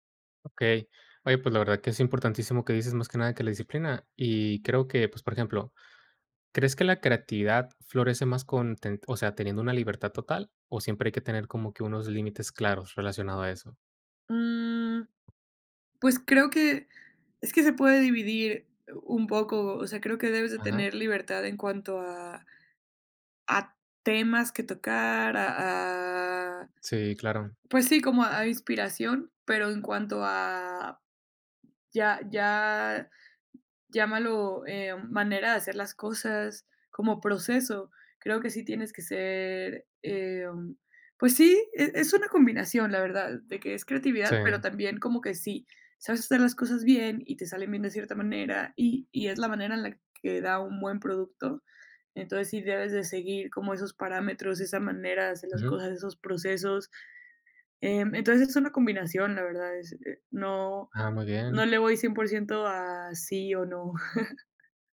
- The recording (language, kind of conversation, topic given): Spanish, podcast, ¿Qué límites pones para proteger tu espacio creativo?
- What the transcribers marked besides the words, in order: chuckle